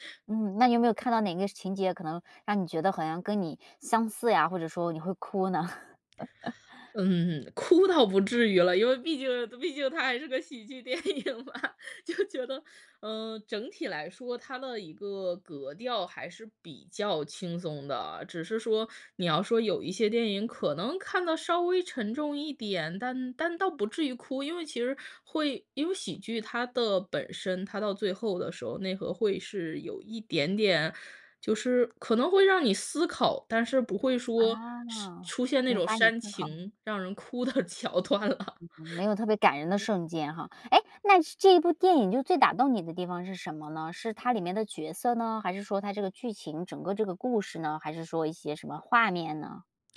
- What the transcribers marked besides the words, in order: chuckle; laughing while speaking: "毕竟它还是个喜剧电影嘛，就觉得"; tapping; laughing while speaking: "哭的桥段了"
- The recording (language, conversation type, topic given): Chinese, podcast, 你最喜欢的一部电影是哪一部？